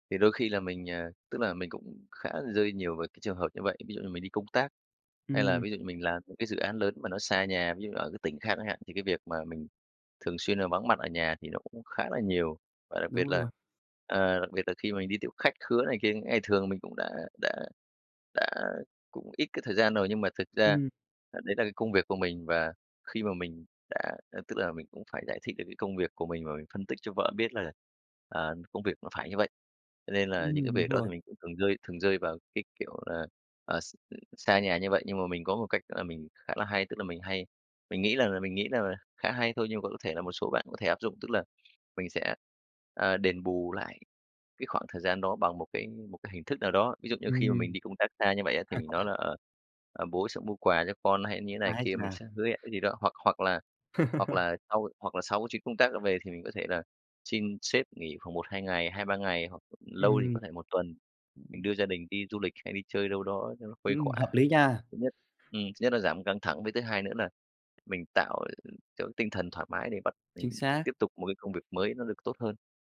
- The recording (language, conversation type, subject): Vietnamese, podcast, Bạn đặt ranh giới giữa công việc và gia đình như thế nào?
- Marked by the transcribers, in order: other background noise; other noise; laugh; laugh; tapping